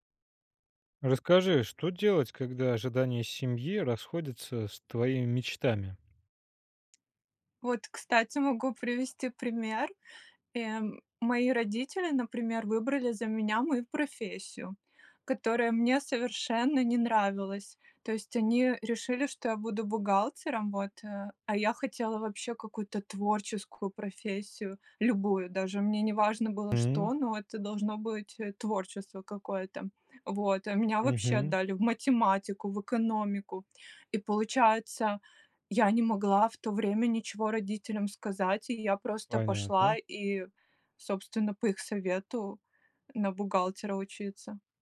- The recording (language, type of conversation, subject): Russian, podcast, Что делать, когда семейные ожидания расходятся с вашими мечтами?
- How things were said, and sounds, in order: tapping